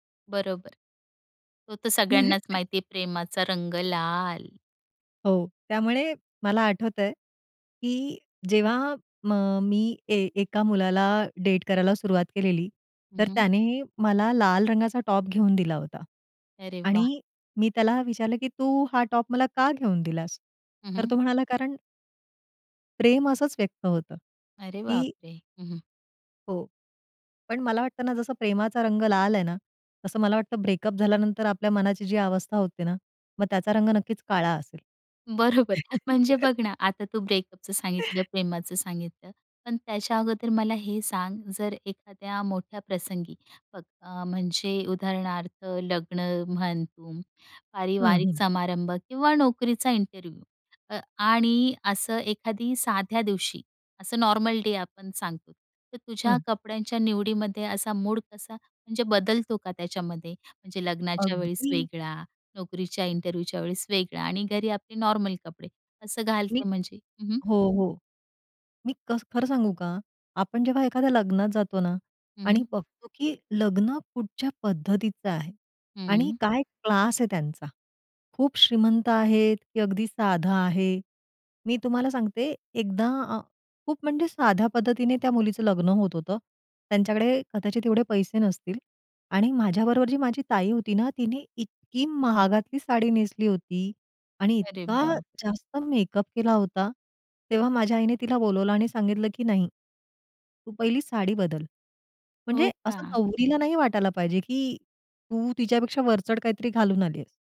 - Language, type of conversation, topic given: Marathi, podcast, कपडे निवडताना तुझा मूड किती महत्त्वाचा असतो?
- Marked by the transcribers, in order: chuckle; tapping; in English: "ब्रेकअप"; laughing while speaking: "बरोबर"; in English: "ब्रेकअपचं"; inhale; in English: "इंटरव्ह्यू"; in English: "इंटरव्ह्यूच्या"